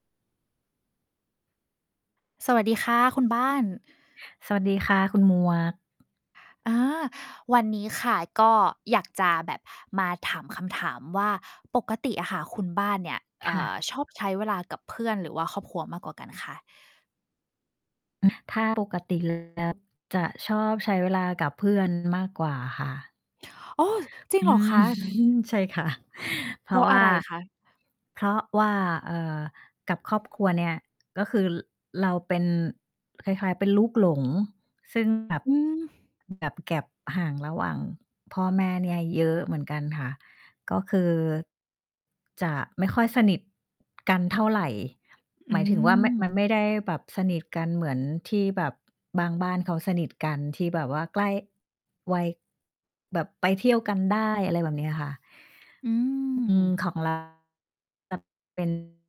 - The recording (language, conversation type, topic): Thai, unstructured, คุณชอบใช้เวลากับเพื่อนหรือกับครอบครัวมากกว่ากัน?
- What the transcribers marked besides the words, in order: other noise; distorted speech; gasp; surprised: "อ๋อ"; laughing while speaking: "อื้อฮือ"; in English: "gap"